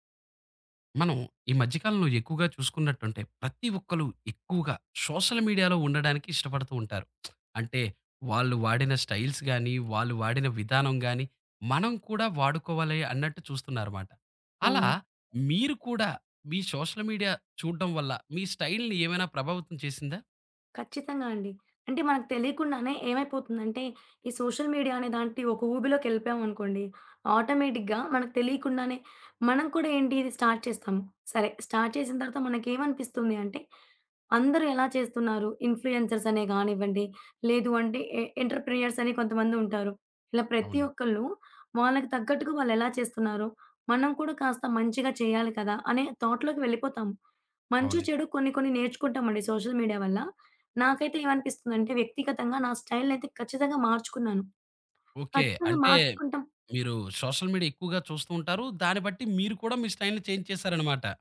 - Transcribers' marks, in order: in English: "సోషల్ మీడియాలో"; lip smack; in English: "స్టైల్స్"; in English: "సోషల్ మీడియా"; in English: "స్టైల్‌ని"; in English: "సోషల్ మీడియా"; "లాంటి" said as "దాంటి"; in English: "ఆటోమేటిక్‌గా"; in English: "స్టార్ట్"; in English: "స్టార్ట్"; in English: "ఇన్‌ఫ్లూయెన్సర్స్"; in English: "థాట్‌లోకి"; in English: "సోషల్ మీడియా"; in English: "స్టైల్‌నైతే"; other background noise; in English: "సోషల్ మీడియా"; in English: "స్టైల్‌ని చేంజ్"
- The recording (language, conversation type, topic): Telugu, podcast, సోషల్ మీడియా మీ స్టైల్ని ఎంత ప్రభావితం చేస్తుంది?